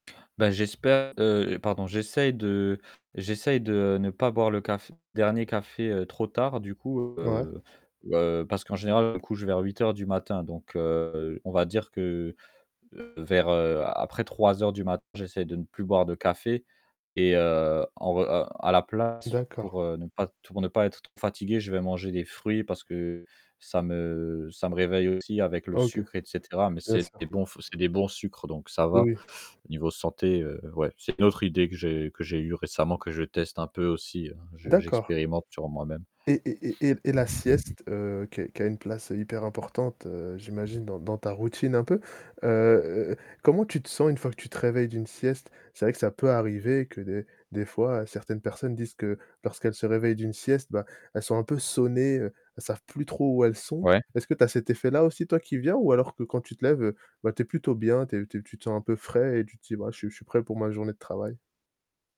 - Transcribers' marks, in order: static; distorted speech; tapping; stressed: "sonnées"
- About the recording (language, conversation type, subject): French, podcast, Quel est ton rapport au café et à la sieste ?